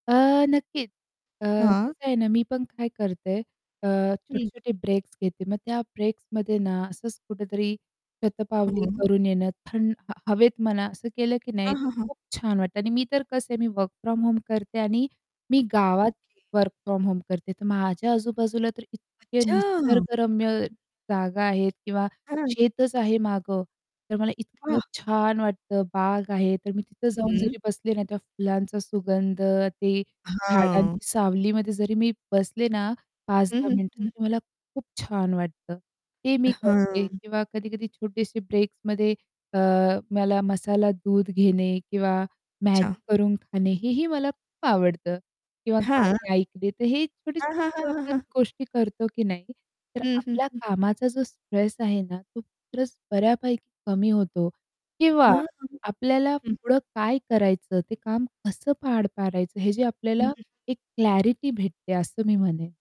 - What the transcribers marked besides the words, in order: static; distorted speech; in English: "वर्क फ्रॉम होम"; other background noise; in English: "वर्क फ्रॉम होम"; surprised: "अच्छा!"; tapping; in English: "क्लॅरिटी"
- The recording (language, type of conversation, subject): Marathi, podcast, कामामुळे उदास वाटू लागल्यावर तुम्ही लगेच कोणती साधी गोष्ट करता?